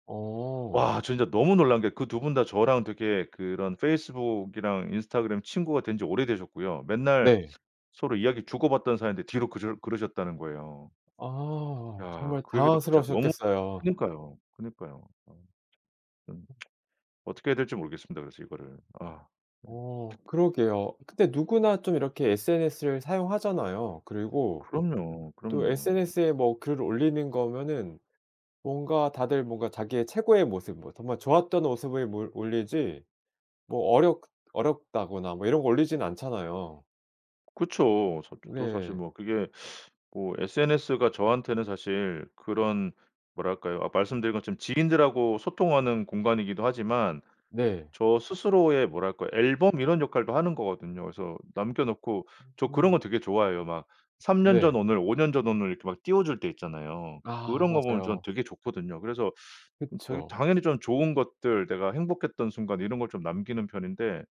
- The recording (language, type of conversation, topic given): Korean, advice, SNS에 올리는 모습과 실제 삶의 괴리감 때문에 혼란스러울 때 어떻게 해야 하나요?
- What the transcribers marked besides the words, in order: tsk; other background noise; tapping